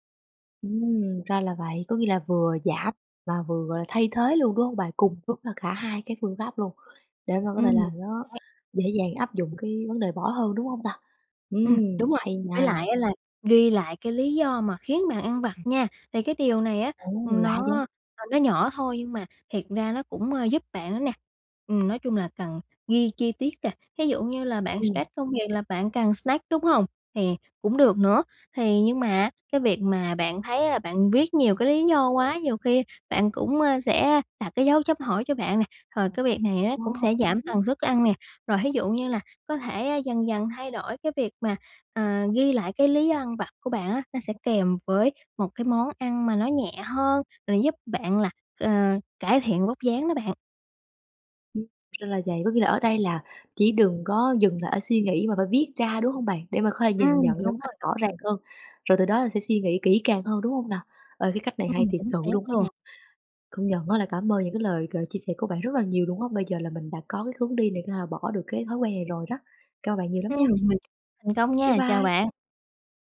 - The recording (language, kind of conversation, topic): Vietnamese, advice, Vì sao bạn khó bỏ thói quen ăn vặt vào buổi tối?
- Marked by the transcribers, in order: tapping; unintelligible speech